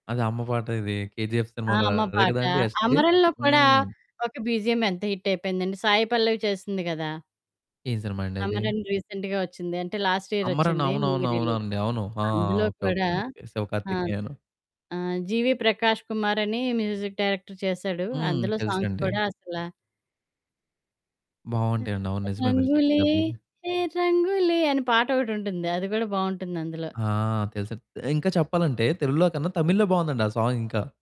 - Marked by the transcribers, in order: distorted speech; in English: "బీజీఎం"; in English: "రీసెంట్‌గా"; in English: "లాస్ట్"; in English: "మూవీ రిలీజ్"; in English: "మ్యూజిక్ డైరెక్టర్"; in English: "సాంగ్స్"; other background noise; singing: "రంగులే హే రంగూలె"; in English: "సాంగ్"
- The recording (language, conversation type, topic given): Telugu, podcast, స్నేహితులతో కలిసి పాటల జాబితా తయారు చేస్తూ ఉండేప్పుడు పాటించాల్సిన నిబంధనలు ఏమైనా ఉంటాయా?